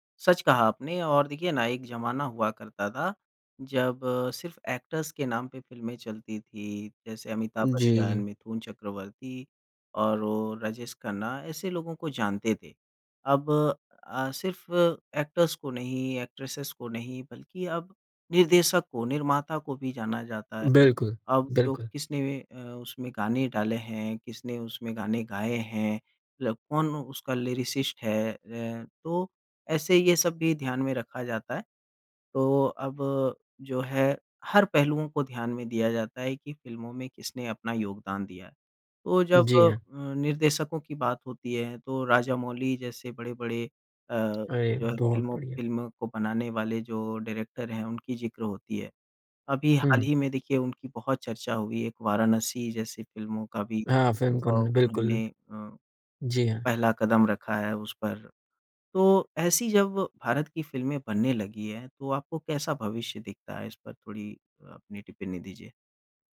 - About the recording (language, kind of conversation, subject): Hindi, podcast, बचपन की कौन सी फिल्म तुम्हें आज भी सुकून देती है?
- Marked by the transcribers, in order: in English: "एक्टर्स"; in English: "एक्टर्स"; in English: "एक्ट्रेसेस"; in English: "लिरिसिस्ट"; in English: "डायरेक्टर"; unintelligible speech